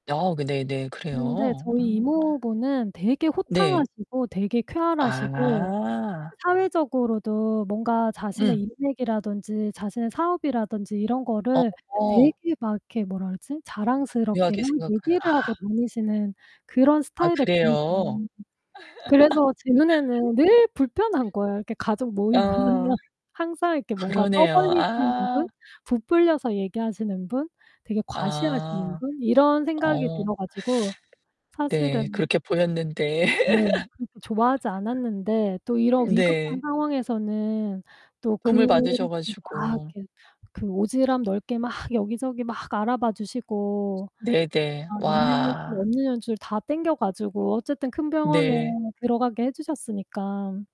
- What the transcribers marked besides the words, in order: distorted speech; drawn out: "아"; laugh; laughing while speaking: "모임을 하면"; other background noise; laugh
- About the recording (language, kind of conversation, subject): Korean, podcast, 그때 주변 사람들은 어떤 힘이 되어주었나요?